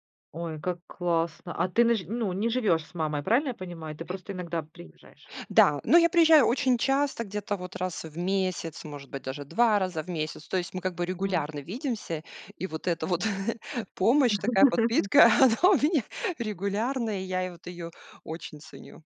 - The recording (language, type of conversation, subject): Russian, podcast, Какую роль в твоём восстановлении играют друзья и семья?
- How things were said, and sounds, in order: other noise; laugh; chuckle; laughing while speaking: "она у меня"